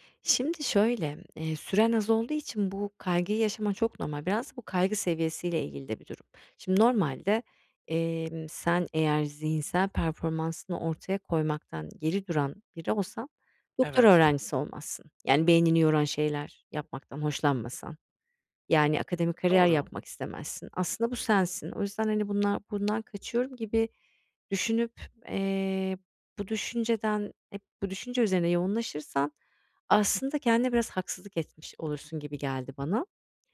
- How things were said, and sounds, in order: other background noise
- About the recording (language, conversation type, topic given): Turkish, advice, Erteleme alışkanlığımı nasıl kontrol altına alabilirim?